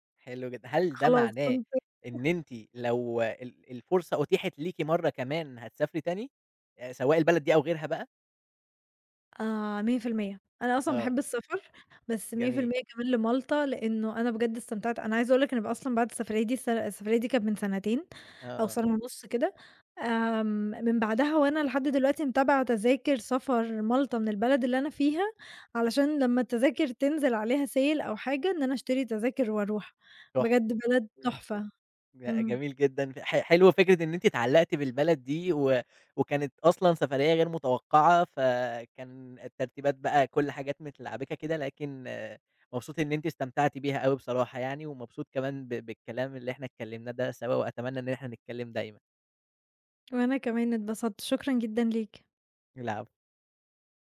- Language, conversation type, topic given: Arabic, podcast, احكيلي عن مغامرة سفر ما هتنساها أبدًا؟
- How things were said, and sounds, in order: chuckle; in English: "sale"